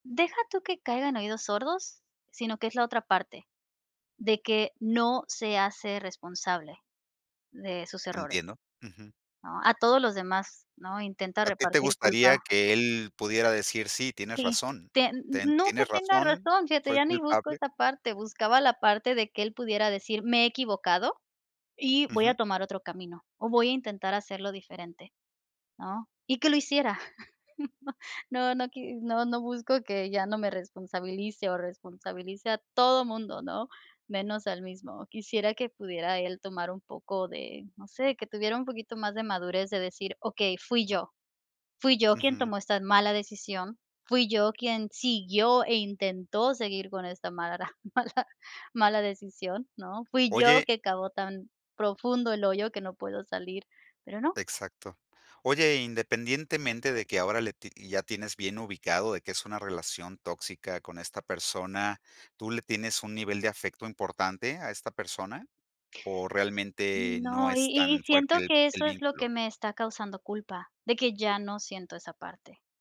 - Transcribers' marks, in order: stressed: "no se hace responsable"; laugh; chuckle
- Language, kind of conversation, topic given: Spanish, advice, ¿Cómo puedo alejarme de una amistad tóxica sin sentir culpa?